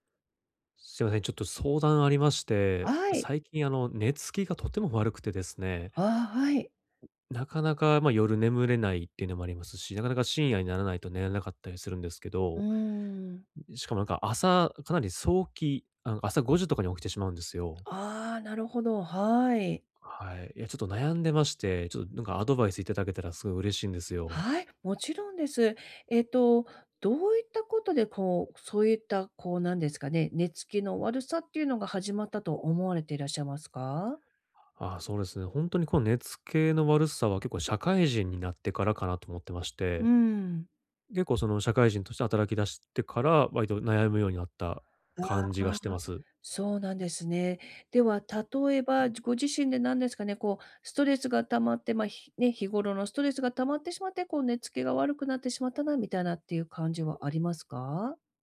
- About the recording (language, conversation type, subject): Japanese, advice, 寝つきが悪いとき、効果的な就寝前のルーティンを作るにはどうすればよいですか？
- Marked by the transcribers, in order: other background noise; "寝付き" said as "寝付け"; "寝付き" said as "寝付け"